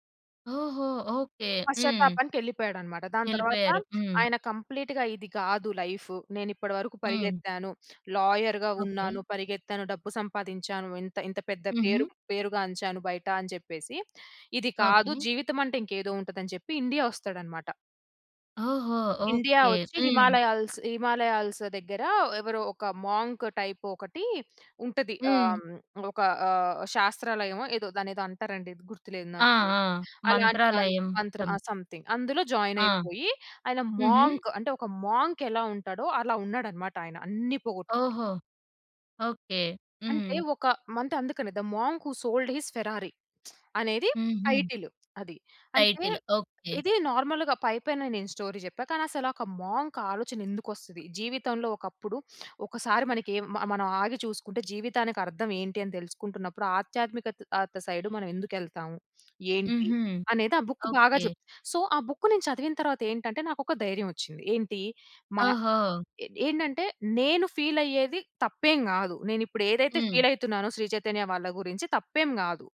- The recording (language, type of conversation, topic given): Telugu, podcast, జీవితానికి అర్థం తెలుసుకునే ప్రయాణంలో మీరు వేసిన మొదటి అడుగు ఏమిటి?
- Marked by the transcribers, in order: in English: "కంప్లీట్‌గా"; in English: "లాయర్‌గా"; in English: "మోంక్ టైప్"; in English: "సంథింగ్"; in English: "మోంక్"; in English: "మంత్"; in English: "ద మాంక్ హు సోల్డ్ హిజ్ ఫెరారి"; other noise; in English: "నార్మల్‌గా"; in English: "టైటిల్"; in English: "స్టోరీ"; in English: "మోంక్"; in English: "బుక్"; in English: "సో"; in English: "ఫీల్"